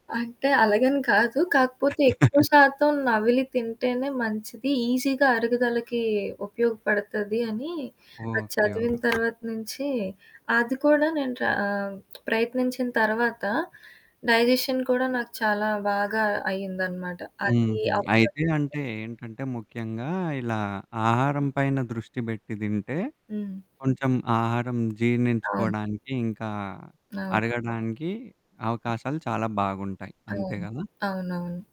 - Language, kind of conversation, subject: Telugu, podcast, మీ ఇంట్లో సాంకేతిక పరికరాలు వాడని ప్రాంతాన్ని ఏర్పాటు చేస్తే కుటుంబ సభ్యుల మధ్య దూరం ఎలా మారుతుంది?
- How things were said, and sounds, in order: static; chuckle; in English: "ఈజీగా"; other background noise; in English: "డైజెషన్"; unintelligible speech